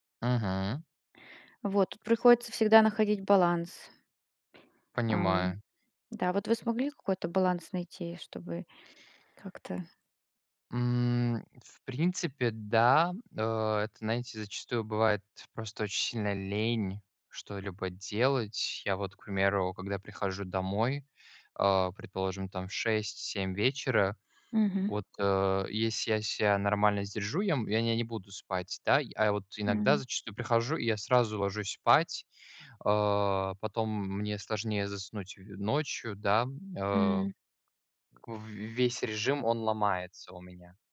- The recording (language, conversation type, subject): Russian, unstructured, Какие привычки помогают тебе оставаться продуктивным?
- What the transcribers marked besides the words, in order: tapping; drawn out: "М"; stressed: "лень"; other background noise